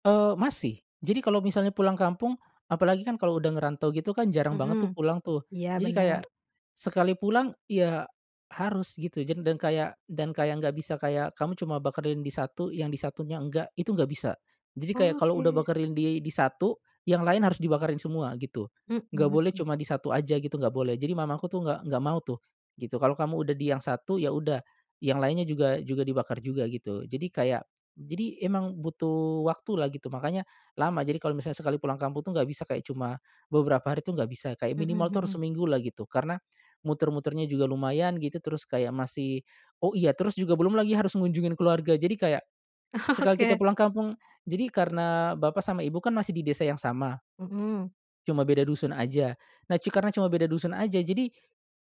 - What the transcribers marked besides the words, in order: laughing while speaking: "Oke"
- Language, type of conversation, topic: Indonesian, podcast, Ritual khusus apa yang paling kamu ingat saat pulang kampung?